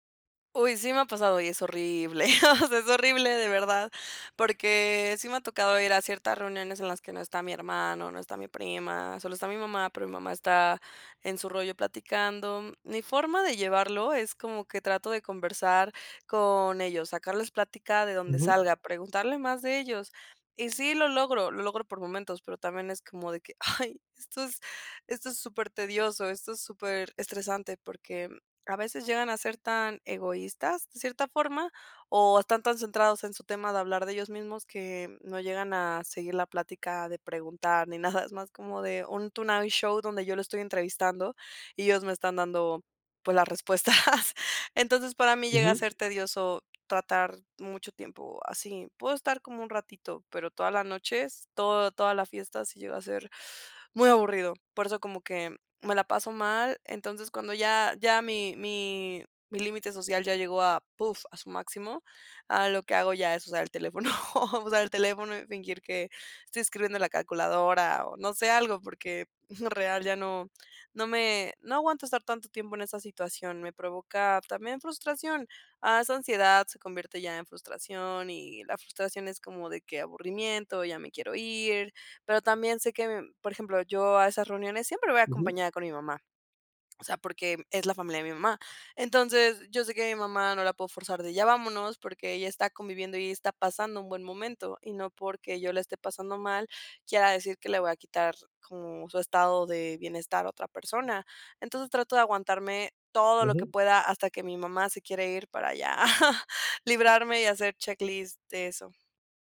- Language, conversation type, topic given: Spanish, advice, ¿Cómo manejar la ansiedad antes de una fiesta o celebración?
- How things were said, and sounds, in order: chuckle; laughing while speaking: "es horrible"; other background noise; put-on voice: "ay, esto es"; laughing while speaking: "nada, es"; in English: "tonight show"; laughing while speaking: "respuestas"; gasp; tapping; laughing while speaking: "teléfono"; chuckle; chuckle; chuckle